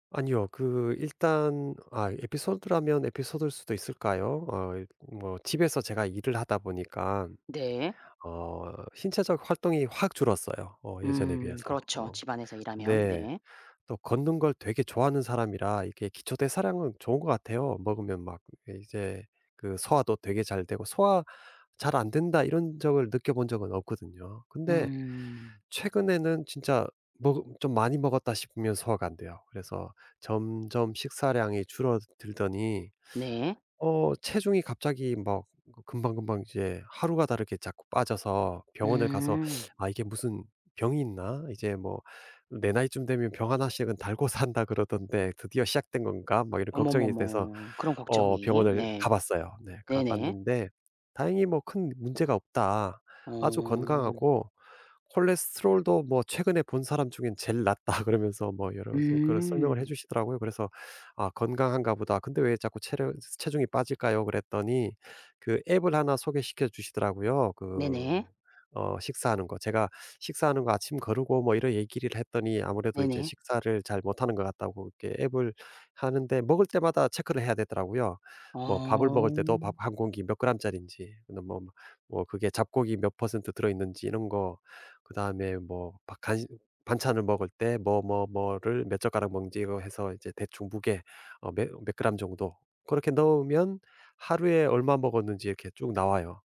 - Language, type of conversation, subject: Korean, advice, 다이어트나 건강 습관을 시도하다가 자주 포기하게 되는 이유는 무엇인가요?
- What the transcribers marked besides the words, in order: other background noise; laughing while speaking: "산다"; laughing while speaking: "낫다"